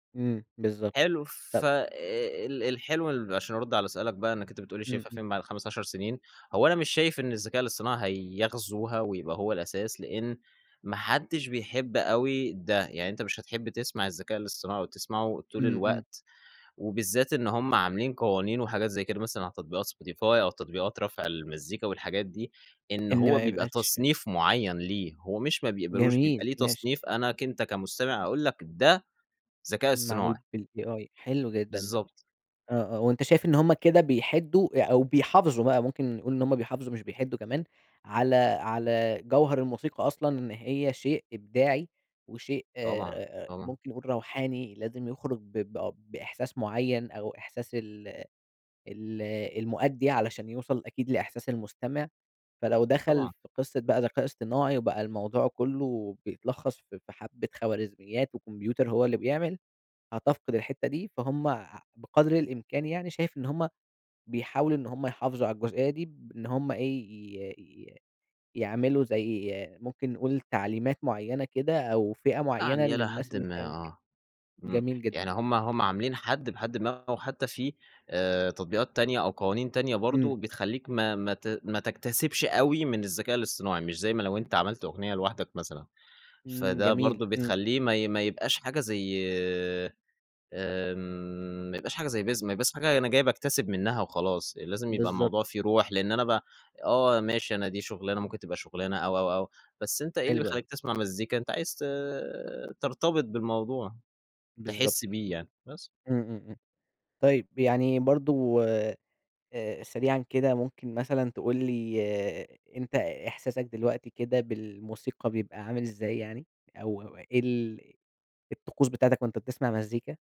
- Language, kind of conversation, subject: Arabic, podcast, إزاي التكنولوجيا غيّرت علاقتك بالموسيقى؟
- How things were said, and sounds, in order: in English: "بالai"; tapping; unintelligible speech